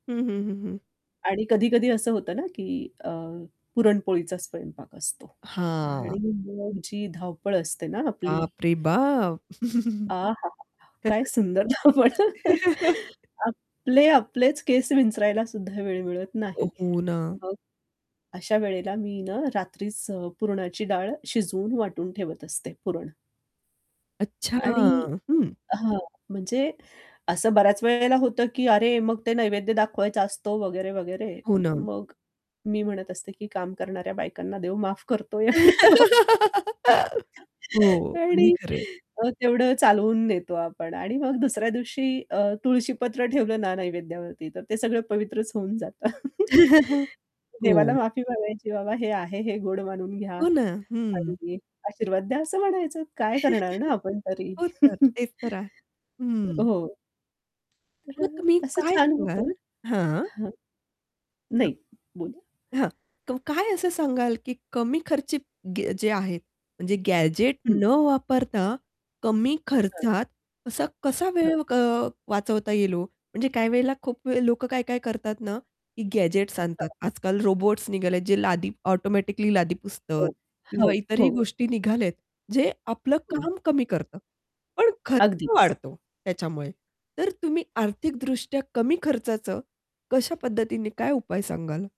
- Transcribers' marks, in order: static; tapping; distorted speech; other background noise; chuckle; unintelligible speech; laughing while speaking: "धावपळ"; laugh; laugh; laughing while speaking: "एवढे"; unintelligible speech; laughing while speaking: "जातं"; chuckle; chuckle; in English: "गॅजेट"; in English: "गॅजेट्स"
- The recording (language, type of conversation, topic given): Marathi, podcast, वेळ वाचवण्यासाठी कोणत्या घरगुती युक्त्या उपयोगी पडतात?